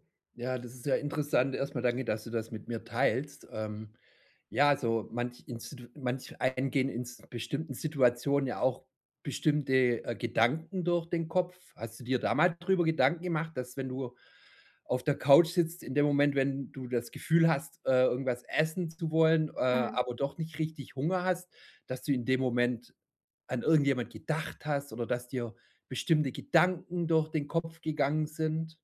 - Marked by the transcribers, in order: none
- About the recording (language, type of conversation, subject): German, advice, Wie erkenne ich, ob ich emotionalen oder körperlichen Hunger habe?